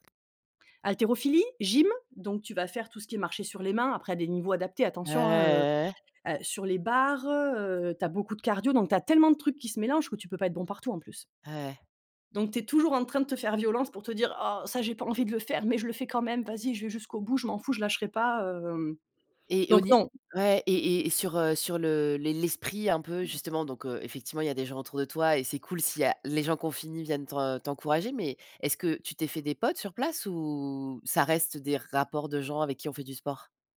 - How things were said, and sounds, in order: drawn out: "Ouais"; tapping; drawn out: "ou"
- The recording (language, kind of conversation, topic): French, unstructured, Quel sport te procure le plus de joie quand tu le pratiques ?